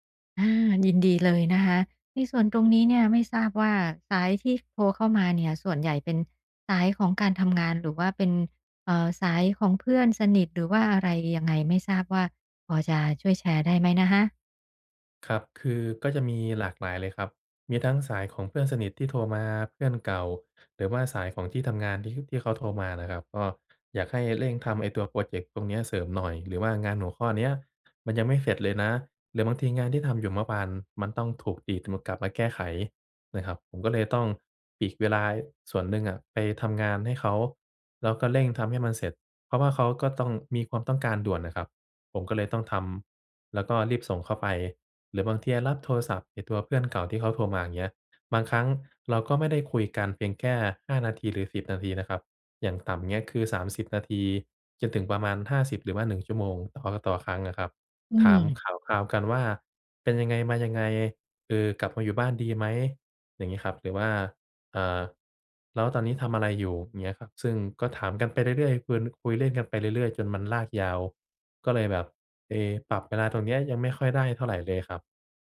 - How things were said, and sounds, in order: none
- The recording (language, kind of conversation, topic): Thai, advice, ฉันจะจัดกลุ่มงานอย่างไรเพื่อลดความเหนื่อยจากการสลับงานบ่อย ๆ?
- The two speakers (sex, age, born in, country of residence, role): female, 50-54, Thailand, Thailand, advisor; male, 25-29, Thailand, Thailand, user